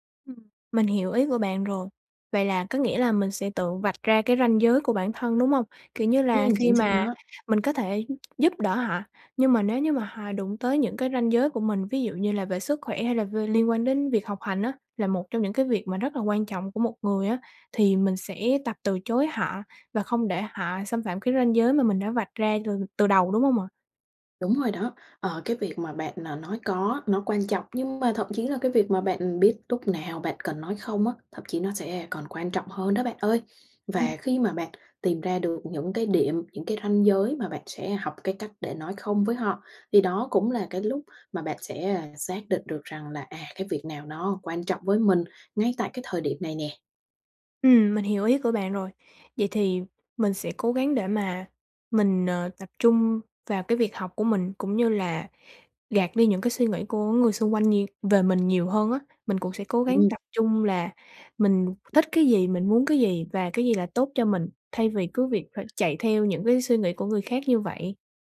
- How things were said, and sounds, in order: tapping
- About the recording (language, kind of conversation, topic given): Vietnamese, advice, Làm thế nào để cân bằng lợi ích cá nhân và lợi ích tập thể ở nơi làm việc?